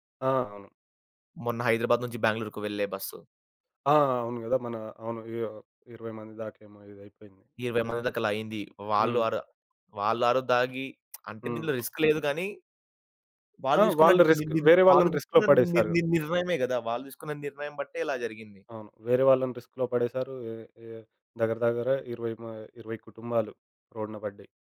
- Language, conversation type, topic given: Telugu, podcast, ప్రమాదం తీసుకోవాలనుకున్నప్పుడు మీకు ఎందుకు భయం వేస్తుంది లేదా ఉత్సాహం కలుగుతుంది?
- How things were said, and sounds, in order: lip smack; in English: "రిస్క్"; in English: "రిస్క్"; in English: "రిస్క్‌లో"; in English: "రిస్క్‌లో"